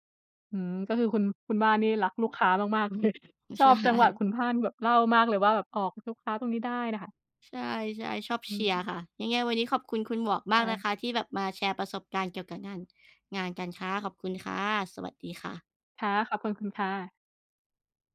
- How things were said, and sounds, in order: other background noise; laughing while speaking: "ใช่"; laughing while speaking: "เลย"; other noise
- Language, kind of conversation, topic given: Thai, unstructured, คุณทำส่วนไหนของงานแล้วรู้สึกสนุกที่สุด?